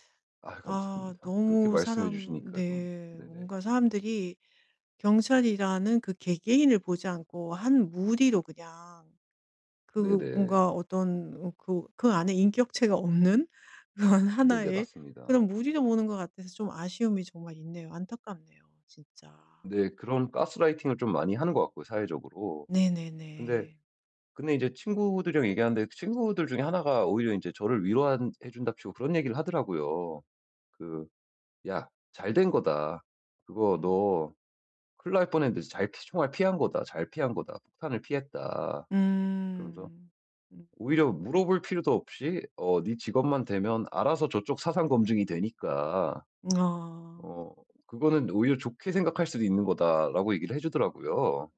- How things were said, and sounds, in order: laughing while speaking: "그런"
- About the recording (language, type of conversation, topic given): Korean, advice, 첫 데이트에서 상대가 제 취향을 비판해 당황했을 때 어떻게 대응해야 하나요?